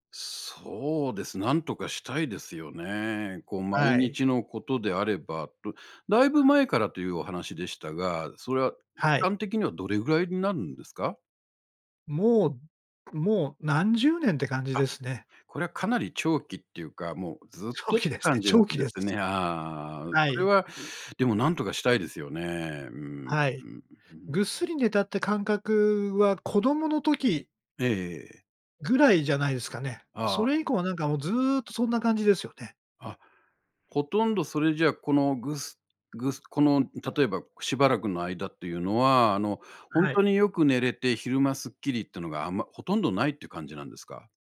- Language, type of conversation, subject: Japanese, advice, 夜に何時間も寝つけないのはどうすれば改善できますか？
- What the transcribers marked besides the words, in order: other background noise; tapping